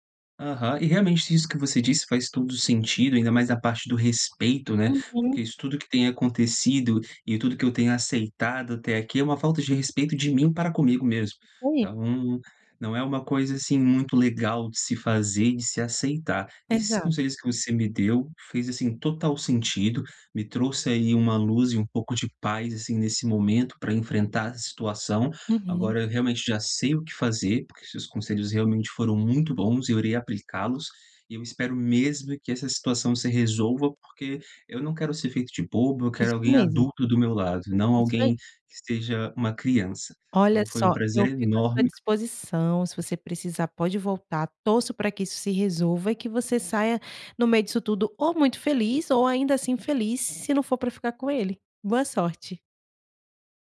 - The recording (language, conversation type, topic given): Portuguese, advice, Como você descreveria seu relacionamento à distância?
- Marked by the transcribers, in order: tapping